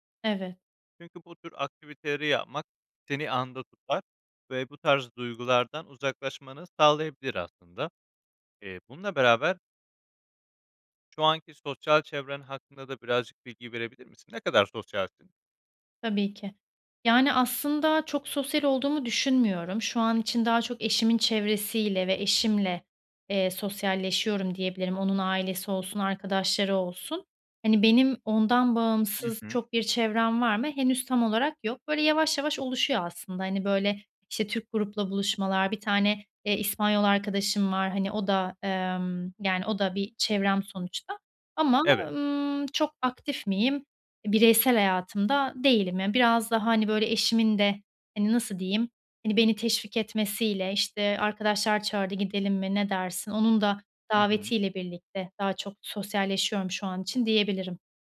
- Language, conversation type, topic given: Turkish, advice, Büyük bir hayat değişikliğinden sonra kimliğini yeniden tanımlamakta neden zorlanıyorsun?
- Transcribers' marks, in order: tapping